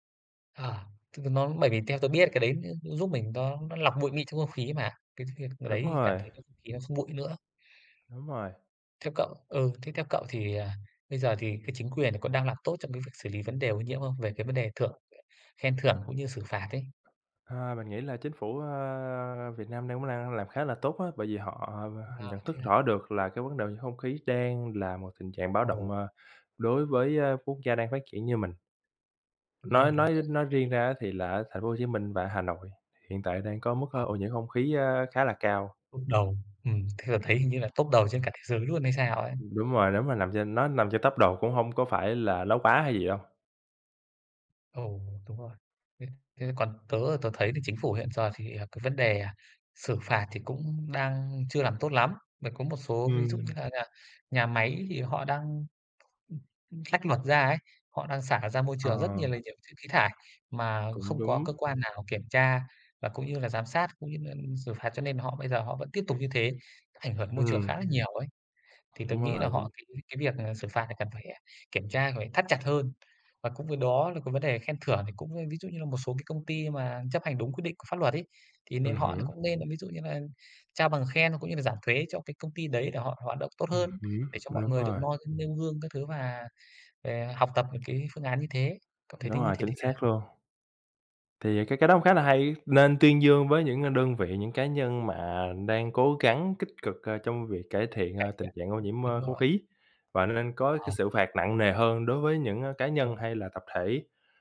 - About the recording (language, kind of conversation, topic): Vietnamese, unstructured, Bạn nghĩ gì về tình trạng ô nhiễm không khí hiện nay?
- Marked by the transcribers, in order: unintelligible speech; other background noise; tapping; unintelligible speech